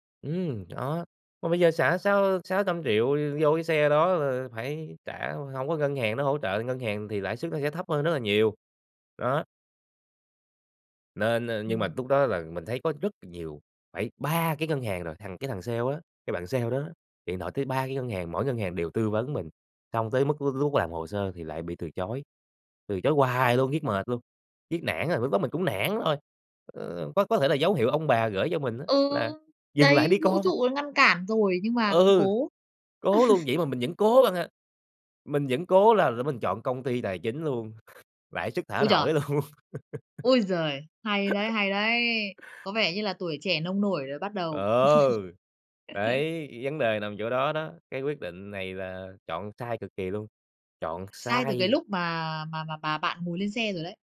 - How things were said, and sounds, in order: tapping; laugh; chuckle; laughing while speaking: "luôn"; laugh; laugh
- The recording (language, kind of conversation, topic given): Vietnamese, podcast, Bạn có thể kể về một lần bạn đưa ra lựa chọn sai và bạn đã học được gì từ đó không?
- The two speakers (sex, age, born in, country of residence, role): female, 30-34, Vietnam, Vietnam, host; male, 20-24, Vietnam, Vietnam, guest